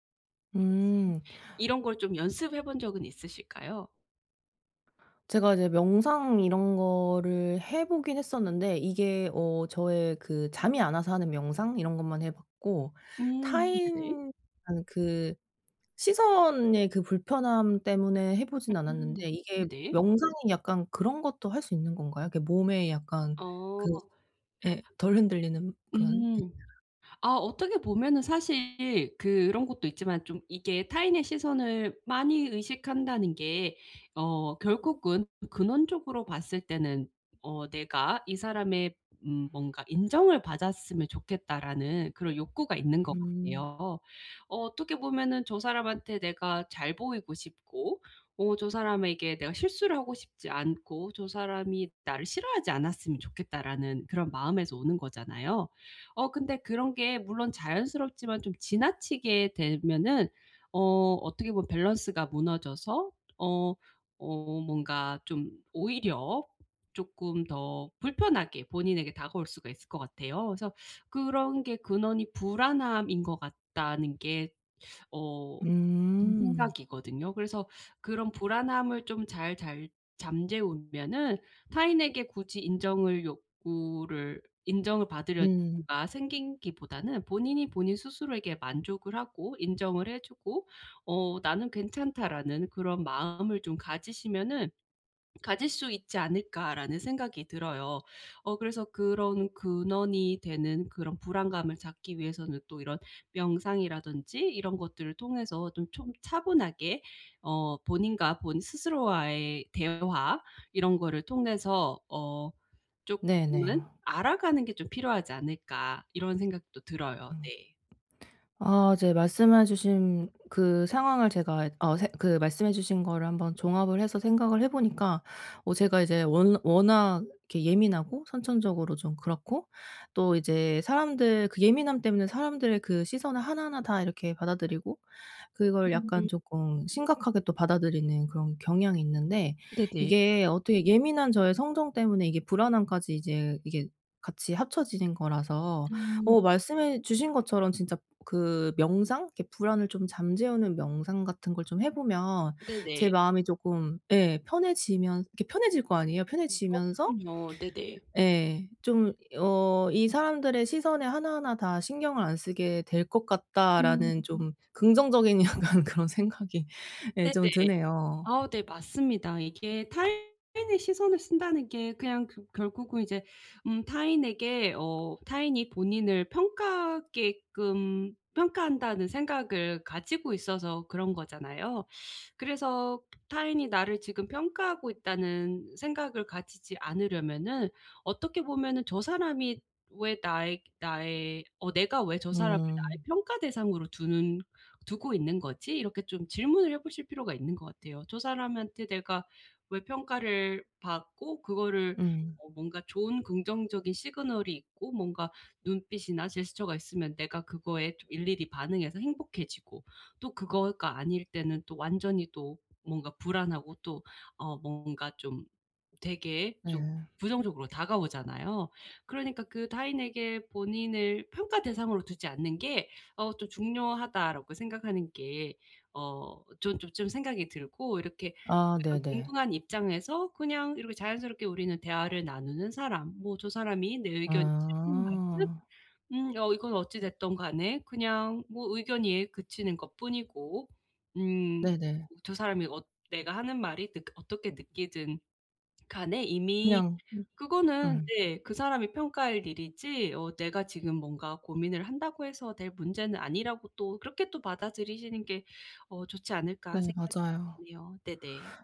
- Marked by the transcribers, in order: other background noise; teeth sucking; "생기기보다는" said as "생긴기보다는"; "좀" said as "촘"; tapping; laughing while speaking: "약간 그런 생각이"; unintelligible speech
- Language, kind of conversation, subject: Korean, advice, 다른 사람의 시선에 흔들리지 않고 제 모습을 지키려면 어떻게 해야 하나요?